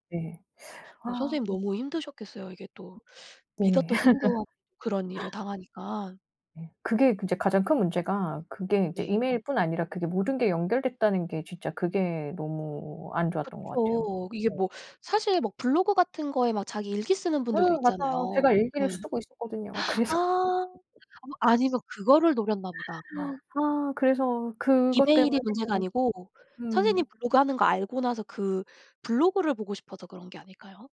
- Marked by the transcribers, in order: other background noise; other noise; laugh; tapping; gasp; laughing while speaking: "그래서"
- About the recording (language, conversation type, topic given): Korean, unstructured, 다른 사람과 신뢰를 어떻게 쌓을 수 있을까요?